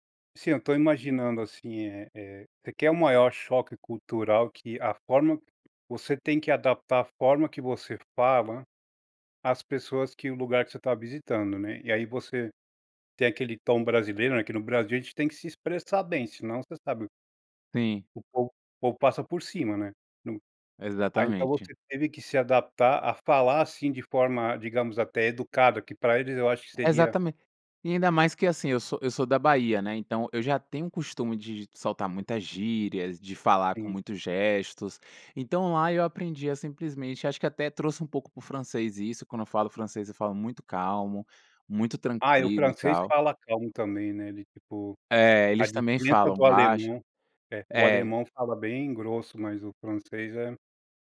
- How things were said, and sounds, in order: tapping; other background noise
- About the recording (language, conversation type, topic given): Portuguese, podcast, Como uma experiência de viagem mudou a sua forma de ver outra cultura?